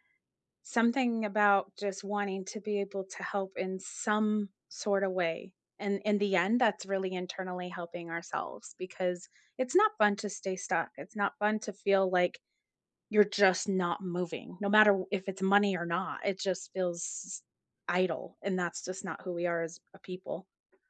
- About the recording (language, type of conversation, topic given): English, unstructured, What is the most surprising way money affects mental health?
- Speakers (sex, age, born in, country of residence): female, 45-49, United States, United States; male, 45-49, United States, United States
- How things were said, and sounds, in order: stressed: "some"; tapping